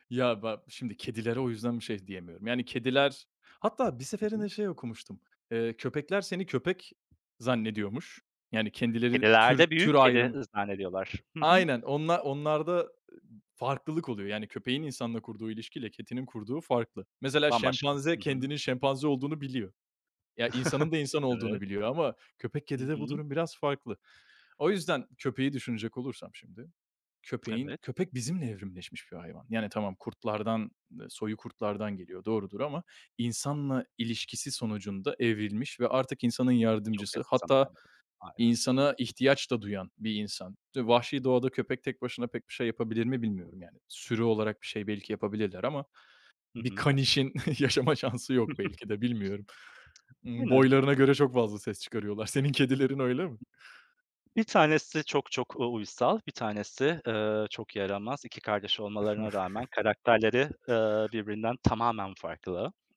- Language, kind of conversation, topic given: Turkish, unstructured, Bir hayvana bakmak neden önemlidir?
- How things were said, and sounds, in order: other background noise; "kedinin" said as "ketinin"; chuckle; tapping; unintelligible speech; chuckle; laughing while speaking: "yaşama şansı yok"; chuckle; chuckle